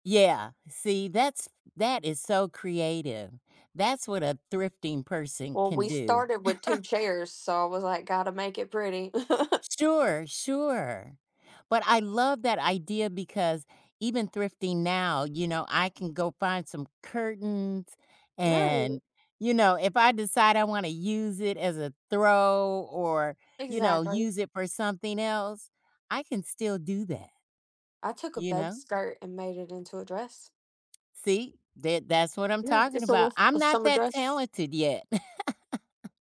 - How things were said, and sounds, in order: other background noise; tapping; laugh; chuckle; laugh
- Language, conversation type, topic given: English, unstructured, What factors influence your choice between buying new clothes and shopping secondhand?